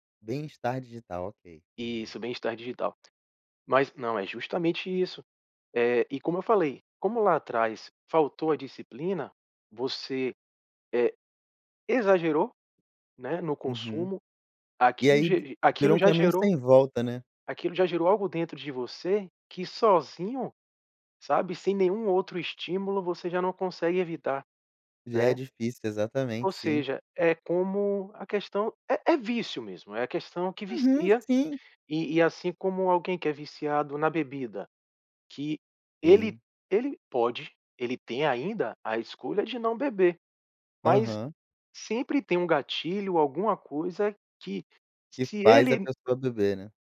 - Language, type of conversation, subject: Portuguese, podcast, Como você evita distrações no celular enquanto trabalha?
- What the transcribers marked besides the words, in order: tapping